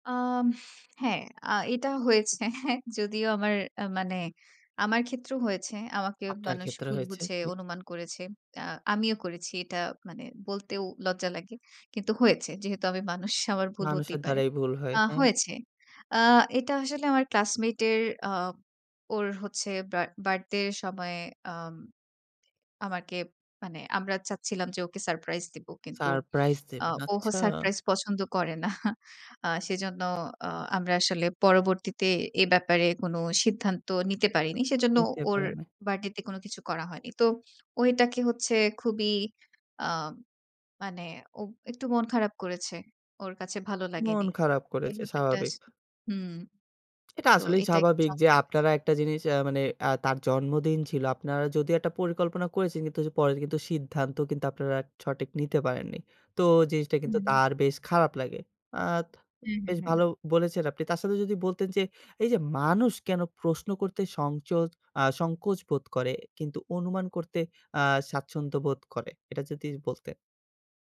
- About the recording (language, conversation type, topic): Bengali, podcast, পরস্পরকে আন্দাজ করে নিলে ভুল বোঝাবুঝি কেন বাড়ে?
- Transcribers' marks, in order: other background noise; laughing while speaking: "হয়েছে"; laughing while speaking: "করে না"; unintelligible speech